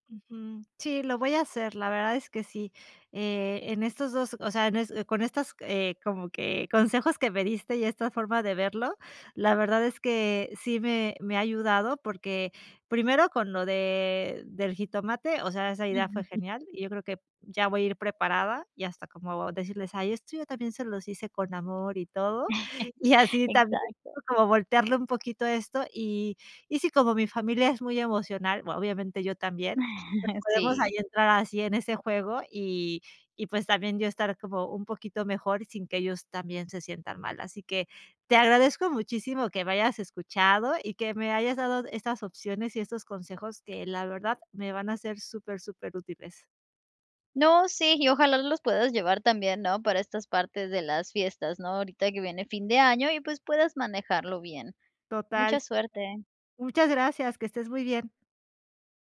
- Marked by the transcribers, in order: unintelligible speech; laughing while speaking: "y así"; chuckle; chuckle
- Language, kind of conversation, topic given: Spanish, advice, ¿Cómo puedo manejar la presión social cuando como fuera?